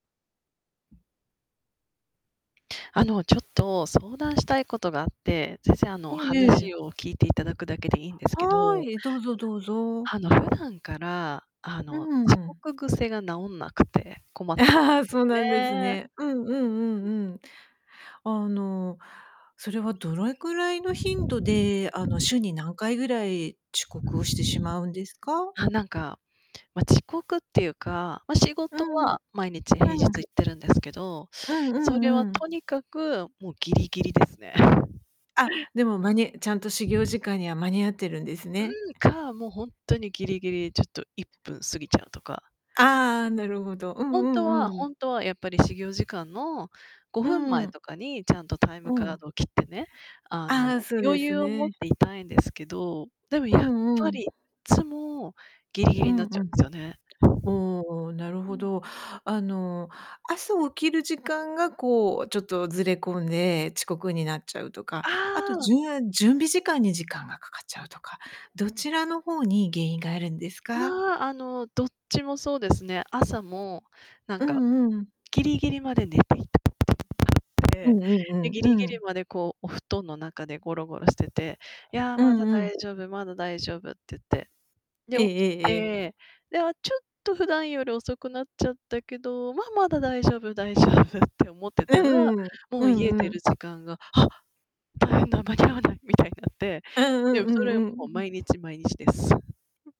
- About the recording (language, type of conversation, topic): Japanese, advice, いつも約束や出社に遅刻してしまうのはなぜですか？
- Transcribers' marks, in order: distorted speech; static; chuckle; other background noise; chuckle